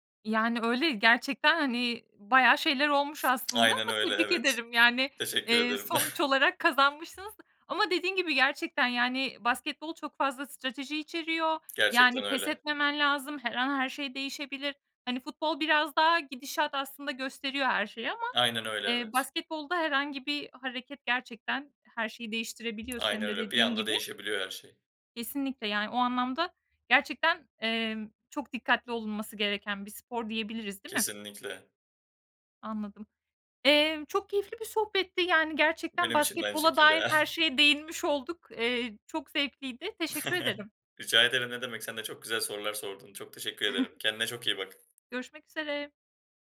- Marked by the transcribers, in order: other background noise; chuckle; tapping; chuckle; chuckle; chuckle
- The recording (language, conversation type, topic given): Turkish, podcast, Hobiniz sizi kişisel olarak nasıl değiştirdi?